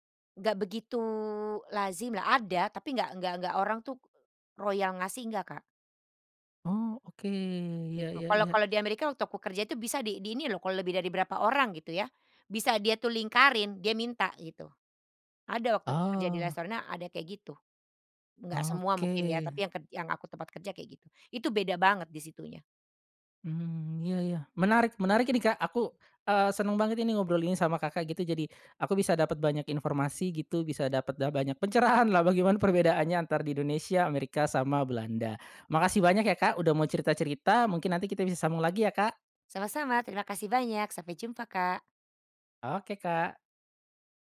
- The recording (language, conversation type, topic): Indonesian, podcast, Pernahkah kamu mengalami stereotip budaya, dan bagaimana kamu meresponsnya?
- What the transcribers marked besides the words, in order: laughing while speaking: "pencerahan"